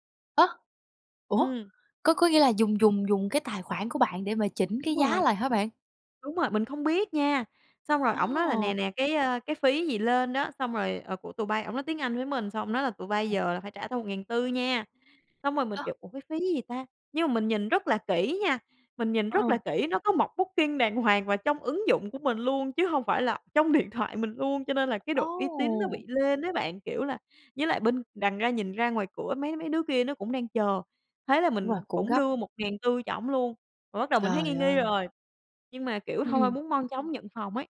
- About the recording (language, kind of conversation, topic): Vietnamese, podcast, Bạn rút ra bài học gì từ lần bị lừa đảo khi đi du lịch?
- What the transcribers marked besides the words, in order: other background noise; tapping